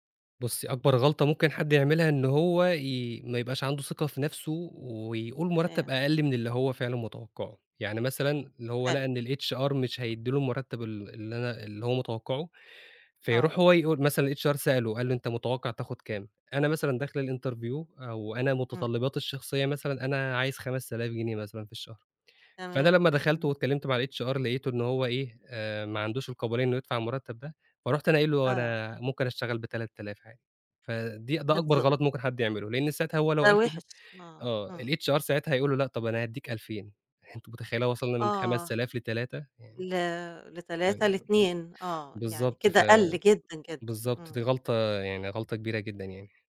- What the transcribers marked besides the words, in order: in English: "الHR"; in English: "الHR"; in English: "الInterview"; in English: "الHR"; in English: "الHR"
- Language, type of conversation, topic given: Arabic, podcast, إزاي بتتفاوض على مرتبك بطريقة صح؟